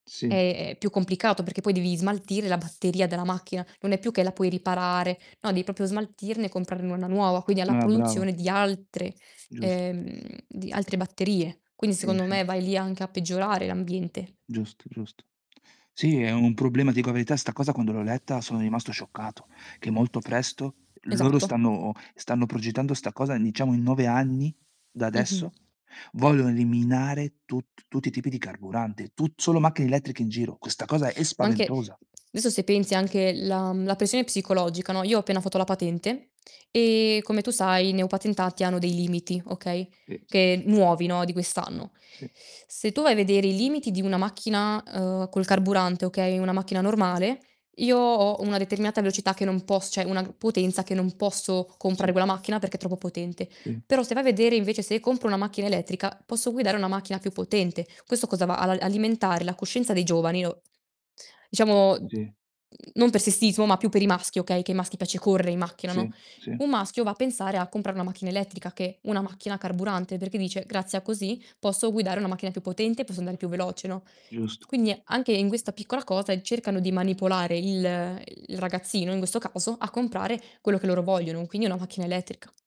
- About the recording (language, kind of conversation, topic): Italian, unstructured, Come può la tecnologia aiutare a proteggere l’ambiente?
- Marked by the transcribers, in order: other background noise; "proprio" said as "propio"; tapping; static; "diciamo" said as "niciamo"; "eliminare" said as "liminare"; "adesso" said as "desso"; distorted speech; "cioè" said as "ceh"